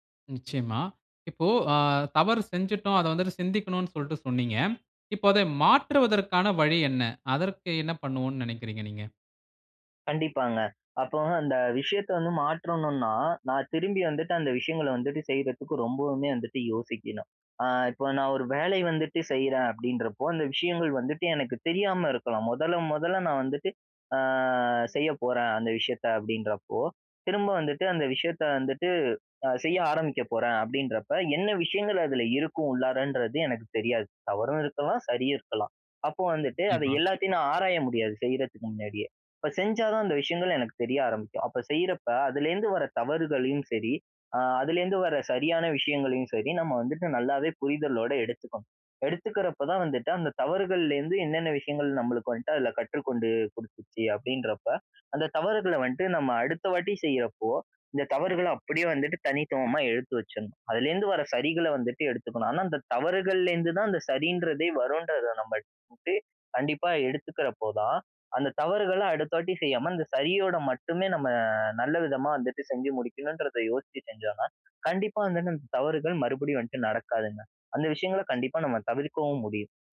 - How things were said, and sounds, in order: drawn out: "ஆ"; other background noise; other noise; inhale; unintelligible speech
- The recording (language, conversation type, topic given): Tamil, podcast, அடுத்த முறை அதே தவறு மீண்டும் நடக்காமல் இருக்க நீங்கள் என்ன மாற்றங்களைச் செய்தீர்கள்?